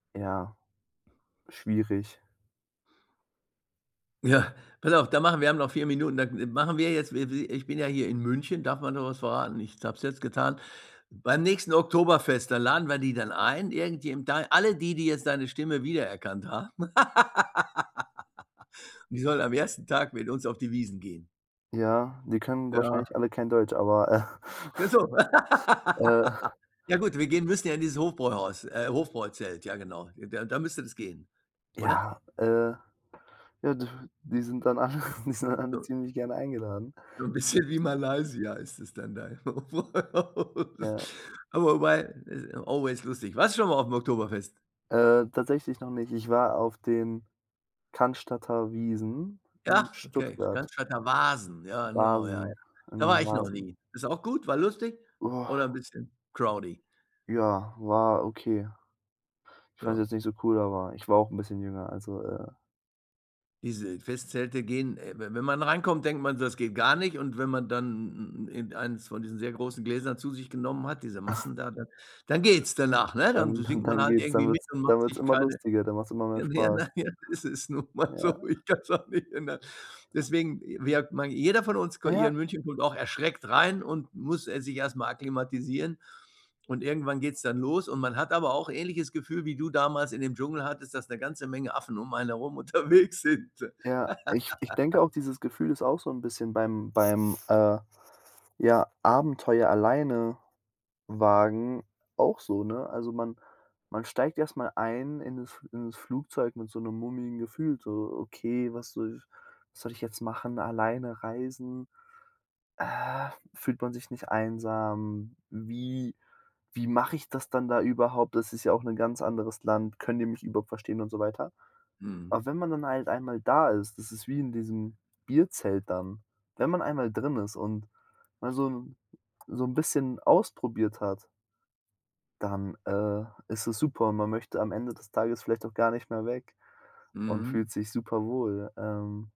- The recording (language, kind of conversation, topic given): German, podcast, Erzählst du von einem Abenteuer, das du allein gewagt hast?
- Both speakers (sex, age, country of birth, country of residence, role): male, 20-24, Germany, Germany, guest; male, 70-74, Germany, Germany, host
- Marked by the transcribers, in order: laugh; unintelligible speech; laugh; chuckle; other background noise; laughing while speaking: "alle"; chuckle; laughing while speaking: "dann alle"; unintelligible speech; laughing while speaking: "bisschen"; unintelligible speech; unintelligible speech; in English: "always"; stressed: "Wasn"; groan; in English: "crowdy?"; drawn out: "dann"; chuckle; laughing while speaking: "dann"; laughing while speaking: "ja, naja naja, es ist … auch nicht ändern"; laughing while speaking: "unterwegs sind"; laugh; other noise